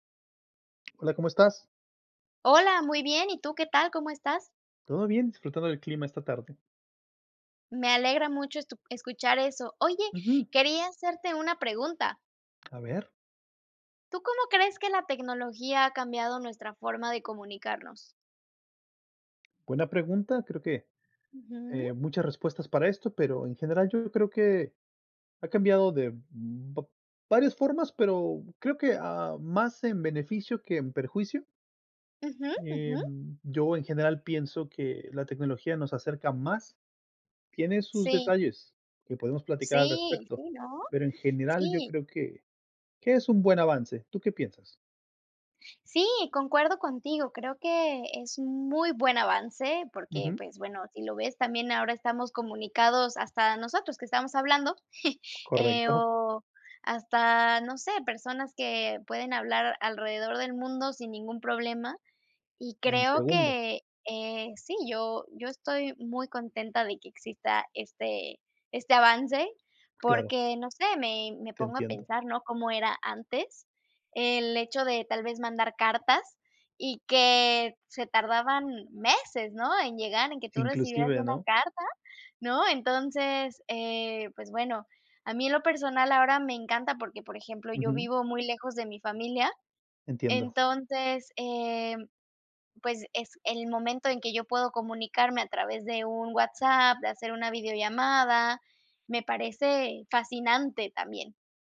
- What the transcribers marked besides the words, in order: tapping; other noise; chuckle; other background noise
- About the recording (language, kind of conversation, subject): Spanish, unstructured, ¿Cómo crees que la tecnología ha cambiado nuestra forma de comunicarnos?